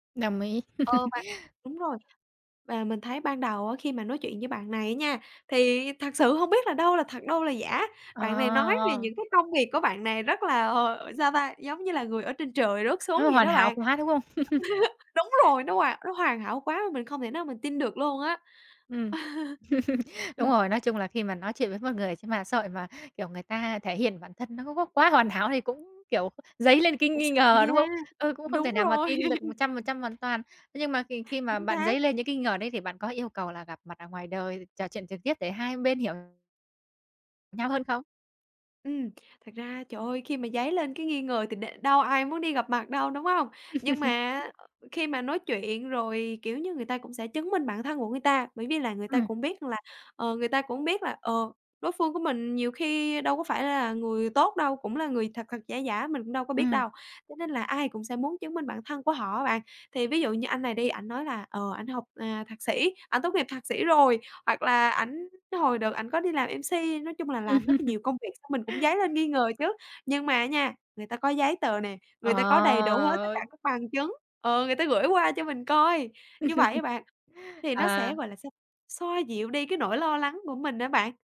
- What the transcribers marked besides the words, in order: laugh; other background noise; tapping; laughing while speaking: "ờ, sao ta?"; laugh; laugh; laughing while speaking: "cái nghi ngờ"; laughing while speaking: "rồi"; laugh; laugh; in English: "M-C"; laugh; laugh
- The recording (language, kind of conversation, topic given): Vietnamese, podcast, Bạn làm thế nào để giữ cho các mối quan hệ luôn chân thành khi mạng xã hội ngày càng phổ biến?